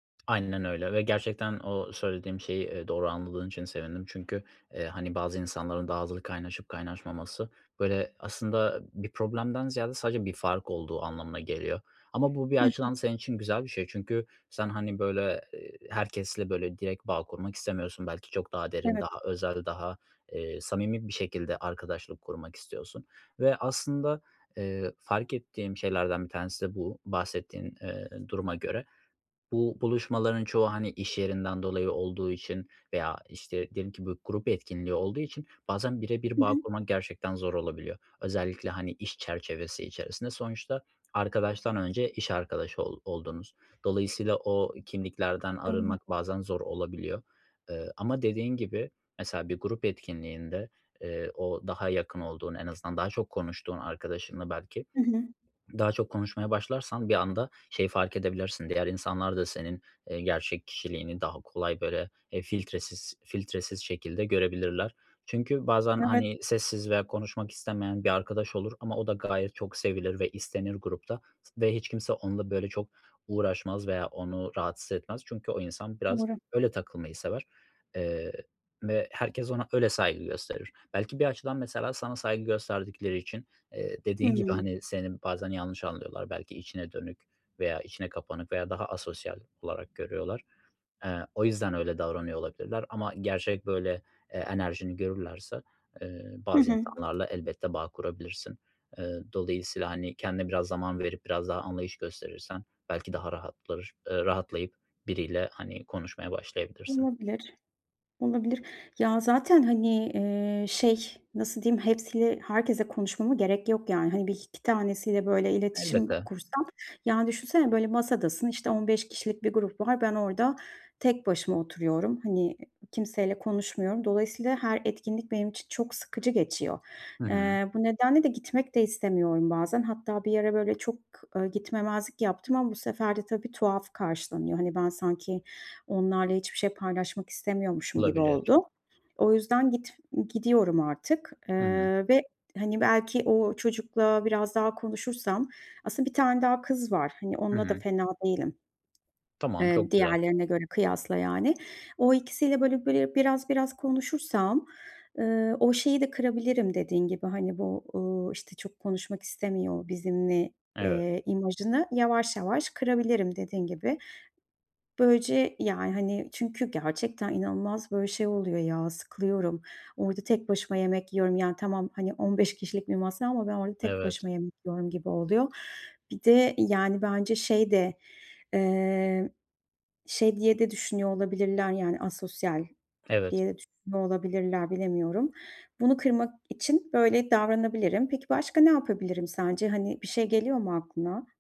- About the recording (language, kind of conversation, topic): Turkish, advice, Grup etkinliklerinde yalnız hissettiğimde ne yapabilirim?
- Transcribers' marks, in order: tapping; swallow; other background noise